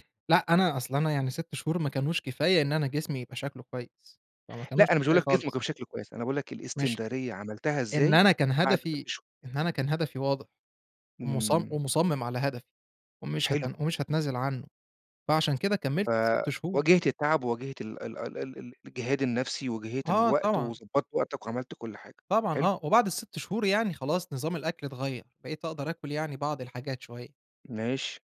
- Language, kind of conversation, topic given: Arabic, podcast, إيه هي اللحظة اللي غيّرت مجرى حياتك؟
- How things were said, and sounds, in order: tapping